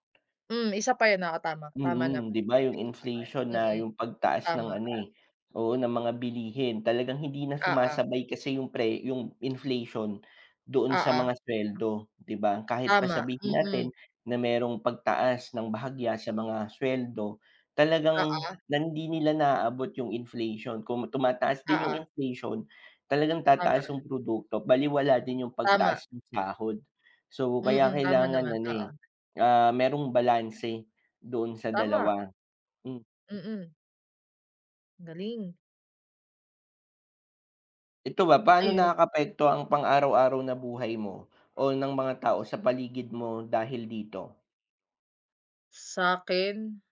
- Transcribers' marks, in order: background speech; other background noise
- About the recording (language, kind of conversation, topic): Filipino, unstructured, Ano ang opinyon mo tungkol sa pagtaas ng presyo ng mga bilihin?